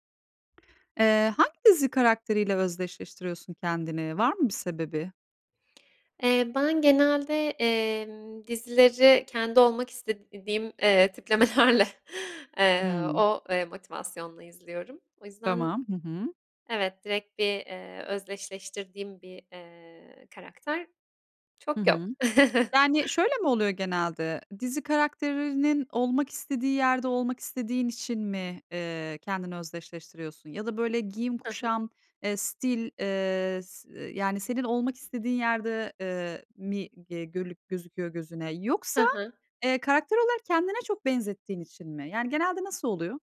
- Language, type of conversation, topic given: Turkish, podcast, Hangi dizi karakteriyle özdeşleşiyorsun, neden?
- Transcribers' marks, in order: "istediğim" said as "istedidiğim"; laughing while speaking: "tiplemelerle"; chuckle